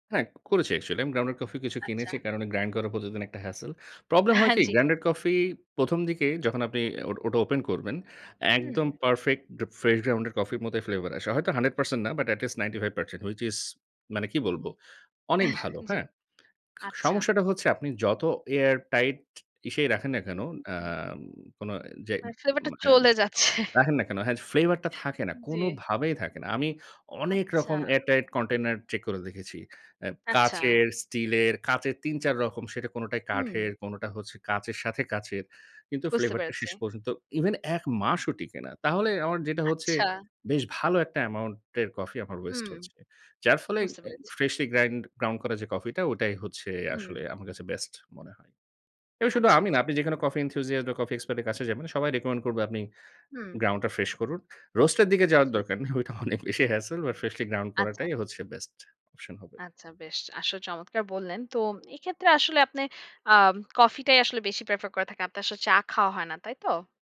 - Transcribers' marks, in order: in English: "অ্যাকচুয়ালি"; in English: "গ্রাইন্ড"; in English: "হ্যাসেল"; in English: "পারফেক্ট ফ্রেশ গ্রাউন্ডেড"; in English: "বাট এট লিস্ট"; tapping; in English: "হুইচ ইস"; in English: "এয়ার টাইট"; laughing while speaking: "জি"; in English: "এয়ার টাইট কন্টেইনার"; in English: "ইভেন"; in English: "অ্যামাউন্ট"; in English: "ওয়েস্ট"; in English: "ফ্রেশলি গ্রাইন্ড গ্রাউন্ড"; in English: "রেকমেন্ড"; laughing while speaking: "ঐটা অনেক বেশি hassle"; in English: "hassle but freshly ground"; in English: "প্রেফার"
- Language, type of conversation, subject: Bengali, podcast, চা বা কফি নিয়ে আপনার কোনো ছোট্ট রুটিন আছে?